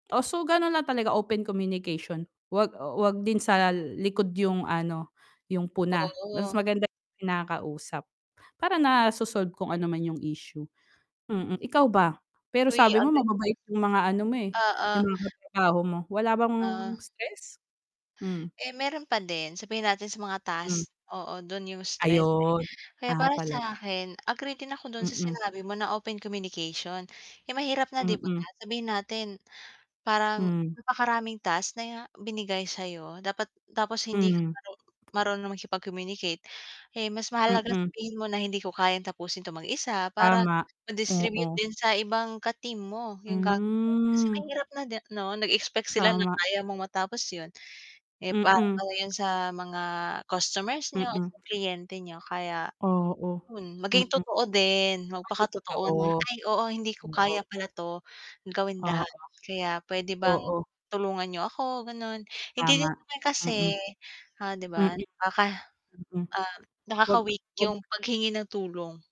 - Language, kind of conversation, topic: Filipino, unstructured, Paano mo inaalagaan ang kalusugang pangkaisipan mo sa trabaho?
- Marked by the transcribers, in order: static; distorted speech; unintelligible speech; inhale; wind; tapping